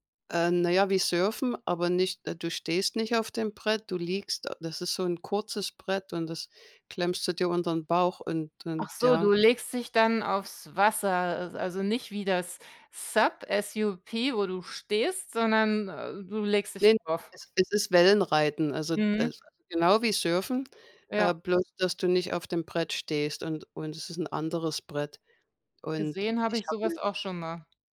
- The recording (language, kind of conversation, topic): German, unstructured, Welcher Sport macht dir am meisten Spaß und warum?
- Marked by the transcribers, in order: tapping; in English: "S-U-P"; other background noise